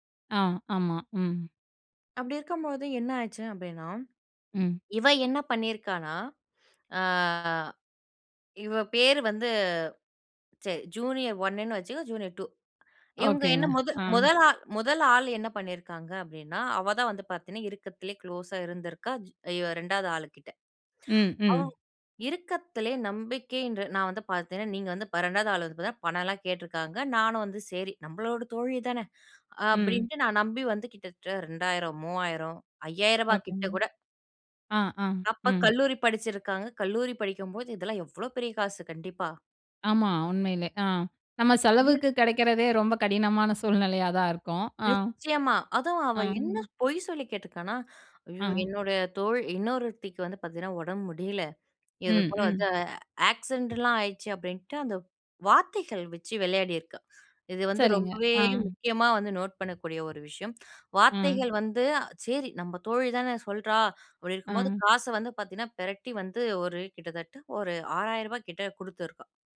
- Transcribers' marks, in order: other background noise; drawn out: "அ"; in English: "ஜூனியர் ஒண்ணு"; in English: "ஜூனியர் டூ"; inhale; in English: "க்ளோஸா"; inhale; "கேட்டுருக்கிறாங்க" said as "கேட்ருகாங்க"; inhale; inhale; in English: "ஆக்சிடென்ட்லாம்"; inhale; in English: "நோட்"; inhale; inhale; "கொடுத்துருக்கா" said as "குடுத்திருக்கா"
- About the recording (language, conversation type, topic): Tamil, podcast, நம்பிக்கையை மீண்டும் கட்டுவது எப்படி?